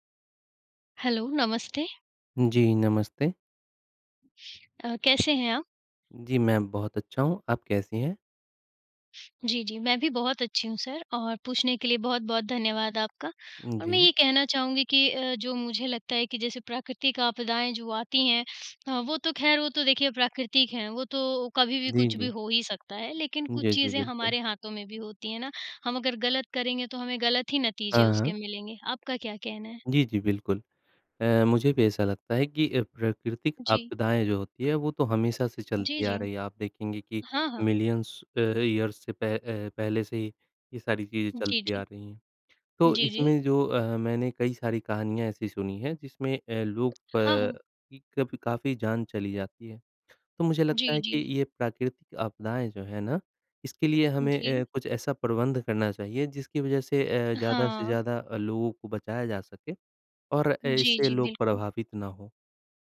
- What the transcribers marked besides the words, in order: in English: "हैलो"; in English: "सर"; tapping; in English: "मिलियन्स"; in English: "ईयर्स"
- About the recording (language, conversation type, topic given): Hindi, unstructured, प्राकृतिक आपदाओं में फंसे लोगों की कहानियाँ आपको कैसे प्रभावित करती हैं?